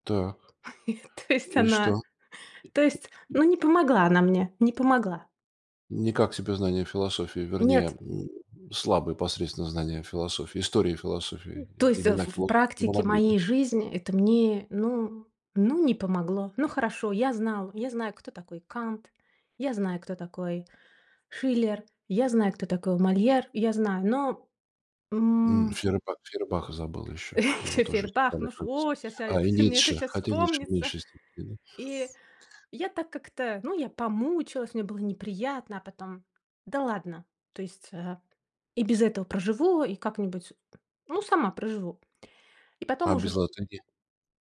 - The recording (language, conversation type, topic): Russian, podcast, Как убедиться, что знания можно применять на практике?
- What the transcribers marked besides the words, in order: laugh; chuckle